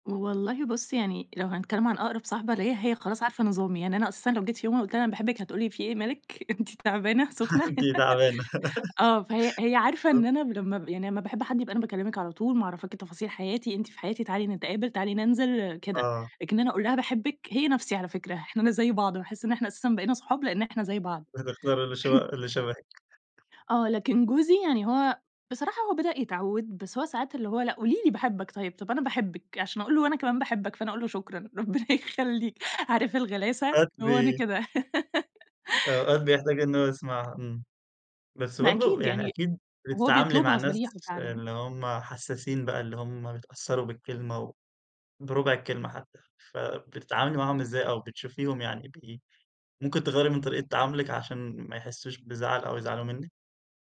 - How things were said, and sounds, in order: laughing while speaking: "أنتِ تعبانة"; laughing while speaking: "أنتِ تعبانة، سخنة؟"; laugh; laughing while speaking: "فتختار اللي ش اللي شبهِك"; throat clearing; other noise; laughing while speaking: "شكرًا ربنا يخليك"; giggle; tapping
- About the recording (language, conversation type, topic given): Arabic, podcast, إزاي بتقولوا لبعض بحبك أو بتعبّروا عن تقديركم لبعض كل يوم؟